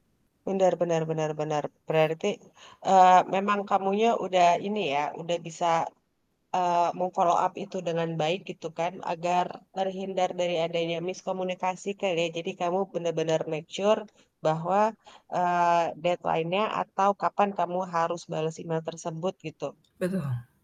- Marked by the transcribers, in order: static; in English: "mem-follow up"; in English: "make sure"; in English: "deadline-nya"
- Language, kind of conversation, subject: Indonesian, podcast, Bagaimana cara kamu menjaga batas antara pekerjaan dan kehidupan pribadi saat menggunakan surel?